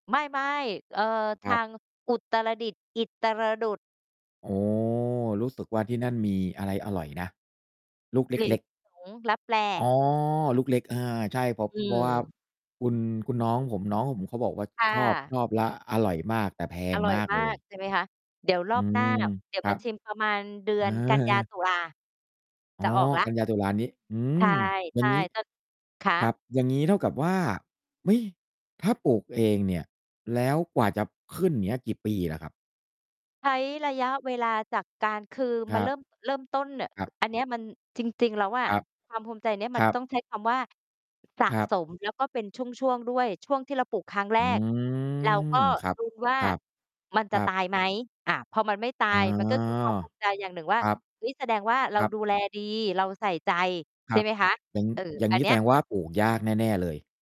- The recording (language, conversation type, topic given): Thai, unstructured, อะไรคือสิ่งที่ทำให้คุณรู้สึกภูมิใจในตัวเองมากที่สุด?
- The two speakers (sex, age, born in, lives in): female, 50-54, Thailand, Thailand; male, 40-44, Thailand, Thailand
- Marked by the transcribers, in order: drawn out: "โอ้"; distorted speech; tapping; static; drawn out: "อืม"